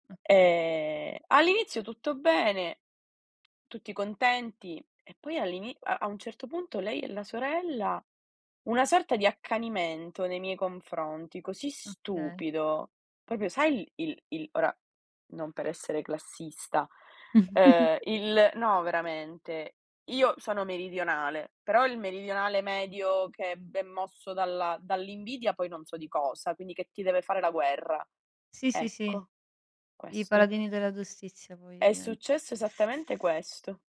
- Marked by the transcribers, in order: other background noise; tapping; "Proprio" said as "propio"; chuckle
- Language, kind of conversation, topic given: Italian, unstructured, Hai mai perso un’amicizia importante e come ti ha fatto sentire?